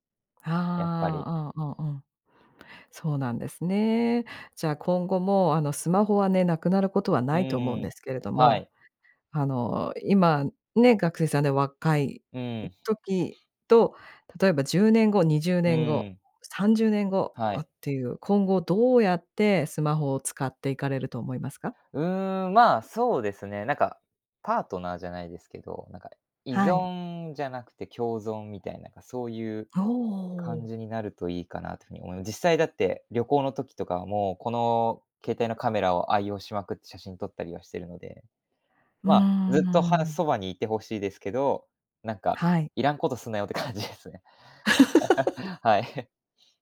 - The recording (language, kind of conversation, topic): Japanese, podcast, 毎日のスマホの使い方で、特に気をつけていることは何ですか？
- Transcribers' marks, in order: laughing while speaking: "感じですね"; laugh